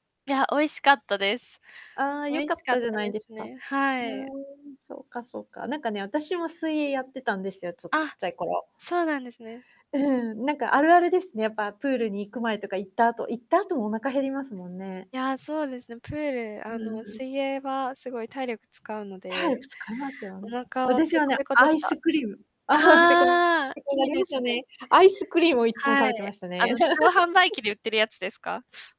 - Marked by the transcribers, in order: static; chuckle; unintelligible speech; distorted speech; chuckle
- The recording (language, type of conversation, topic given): Japanese, unstructured, 食べ物にまつわる子どもの頃の思い出を教えてください。?
- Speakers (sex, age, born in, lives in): female, 20-24, Japan, Japan; female, 45-49, Japan, United States